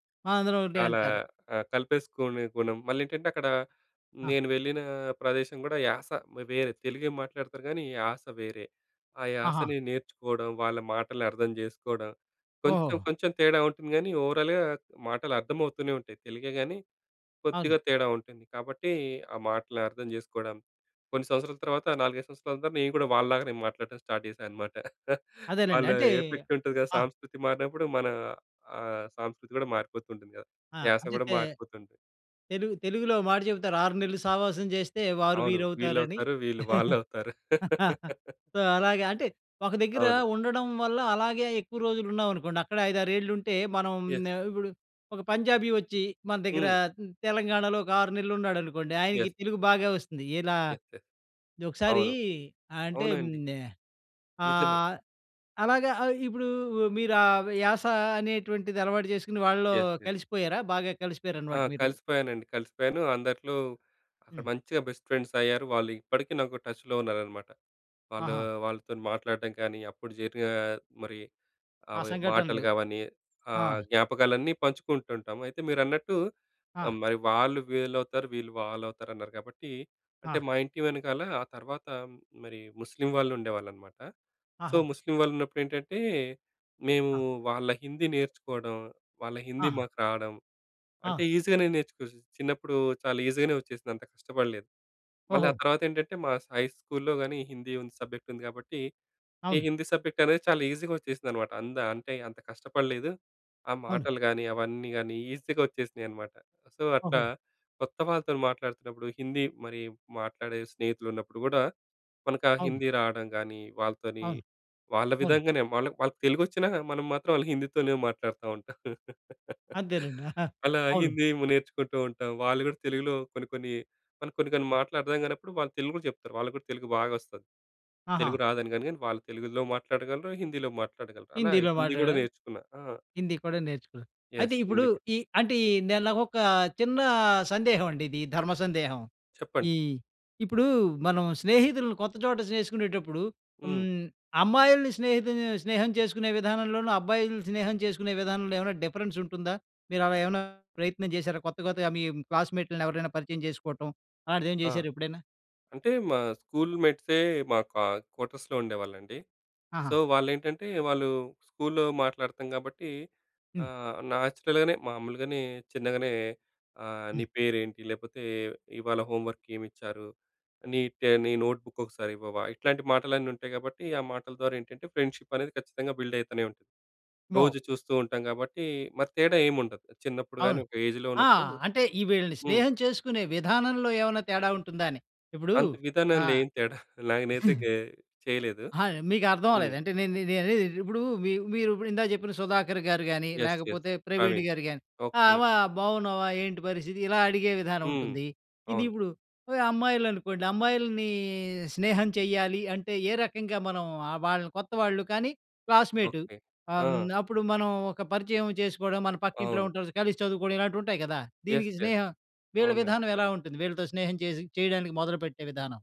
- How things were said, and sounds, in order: in English: "ఓవరాల్‌గా"; in English: "స్టార్ట్"; chuckle; in English: "ఎఫెక్ట్"; laugh; in English: "సో"; laugh; in English: "ఎస్"; in English: "ఎస్"; in English: "ఎస్. ఎస్"; in English: "ఎస్. ఎస్"; in English: "బెస్ట్"; in English: "టచ్‌లో"; in English: "సో"; in English: "ఈజీ"; in English: "ఈజీ"; in English: "హై స్కూల్‌లో"; in English: "సబ్జెక్ట్"; in English: "సబ్జెక్ట్"; in English: "ఈజీగా"; "అంత" said as "అంద"; in English: "ఈజీగా"; in English: "సో"; laugh; chuckle; other background noise; in English: "ఎస్"; in English: "డిఫరెన్స్"; in English: "క్లాస్‌మేట్‍"; in English: "కా క్వార్టర్స్‌లో"; in English: "సో"; in English: "నేచురల్‍"; in English: "హోమ్ వర్క్"; in English: "ఫ్రెండ్‌షిప్"; in English: "బిల్డ్"; in English: "ఏజ్‌లో"; laughing while speaking: "నేనైతే"; other noise; in English: "ఎస్. ఎస్"; in English: "ఎస్. ఎస్"
- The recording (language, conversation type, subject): Telugu, podcast, కొత్త చోటుకు వెళ్లినప్పుడు మీరు కొత్త స్నేహితులను ఎలా చేసుకుంటారు?